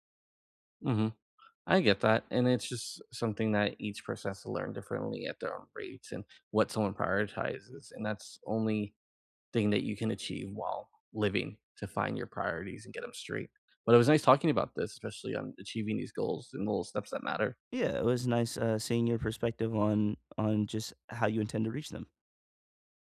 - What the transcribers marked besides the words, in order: other background noise
- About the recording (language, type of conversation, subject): English, unstructured, What small step can you take today toward your goal?
- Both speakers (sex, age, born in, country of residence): male, 30-34, United States, United States; male, 30-34, United States, United States